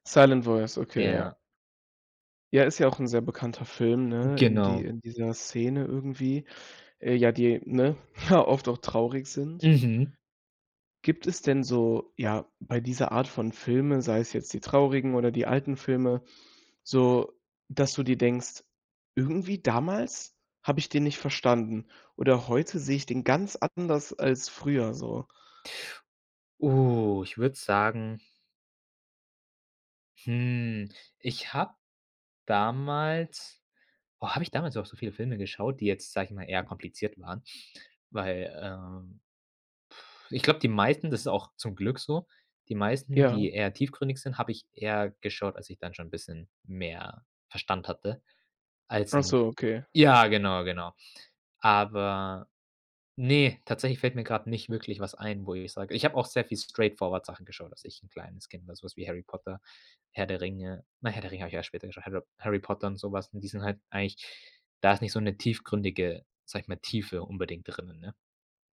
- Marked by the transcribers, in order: laughing while speaking: "ja"; stressed: "ganz"
- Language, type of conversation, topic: German, podcast, Welche Filme schaust du dir heute noch aus nostalgischen Gründen an?